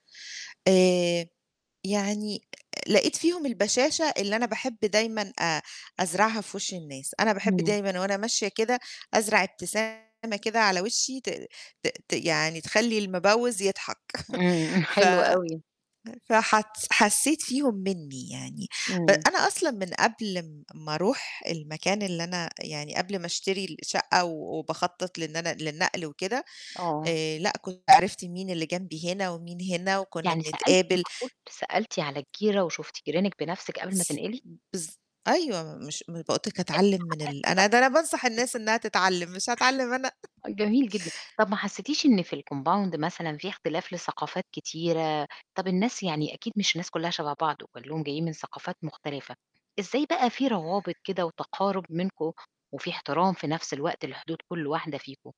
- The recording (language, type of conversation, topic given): Arabic, podcast, إزاي تقدر تقوّي علاقتك بجيرانك وبأهل الحي؟
- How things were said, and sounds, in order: static; distorted speech; chuckle; tapping; unintelligible speech; other noise; unintelligible speech; other background noise; chuckle; in English: "الcompound"